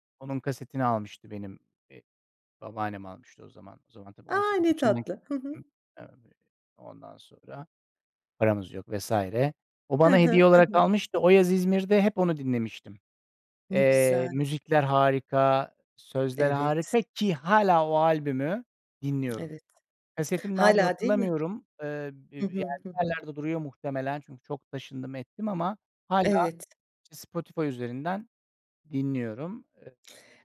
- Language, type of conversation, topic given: Turkish, podcast, Sözler mi yoksa melodi mi hayatında daha önemli ve neden?
- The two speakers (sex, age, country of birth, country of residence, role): female, 45-49, Germany, France, host; male, 40-44, Turkey, Netherlands, guest
- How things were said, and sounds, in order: other background noise; unintelligible speech